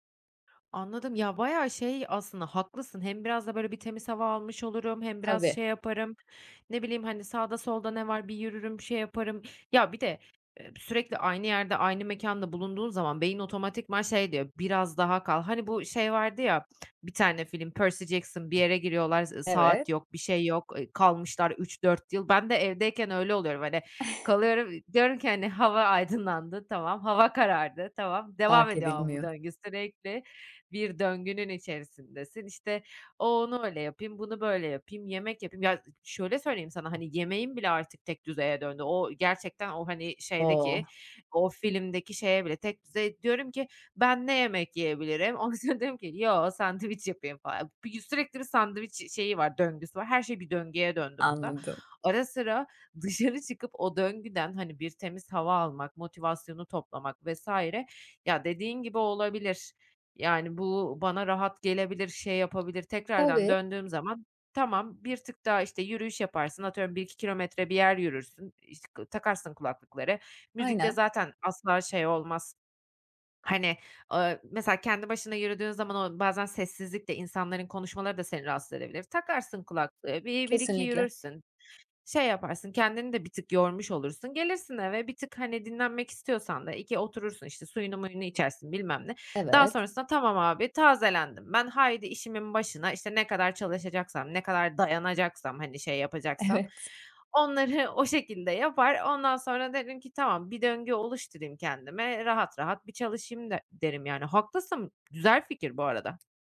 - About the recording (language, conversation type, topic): Turkish, advice, Molalar sırasında zihinsel olarak daha iyi nasıl yenilenebilirim?
- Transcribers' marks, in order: tapping; chuckle; laughing while speaking: "ondan sonra"